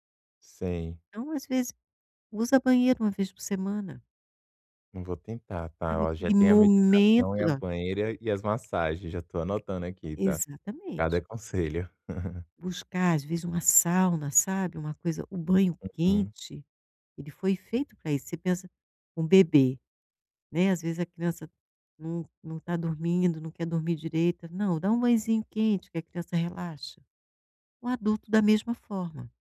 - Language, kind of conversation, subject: Portuguese, advice, Por que não consigo relaxar em casa quando tenho pensamentos acelerados?
- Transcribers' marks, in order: chuckle